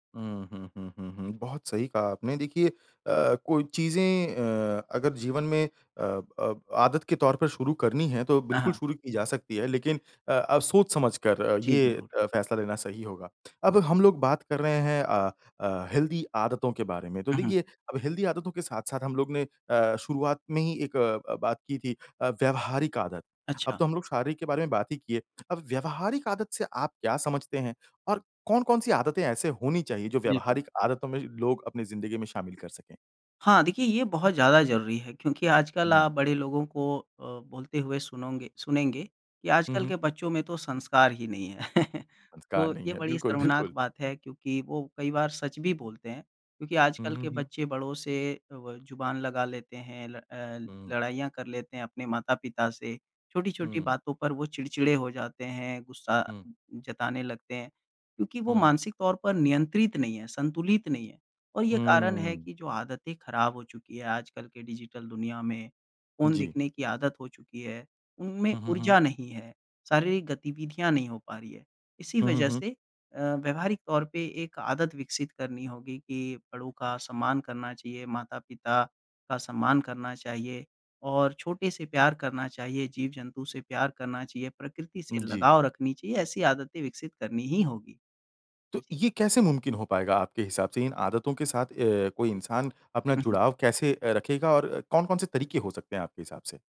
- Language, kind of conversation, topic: Hindi, podcast, नई स्वस्थ आदत शुरू करने के लिए आपका कदम-दर-कदम तरीका क्या है?
- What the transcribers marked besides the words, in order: in English: "हेल्दी"; in English: "हेल्दी"; chuckle; laughing while speaking: "बिल्कुल"; in English: "डिजिटल"; tapping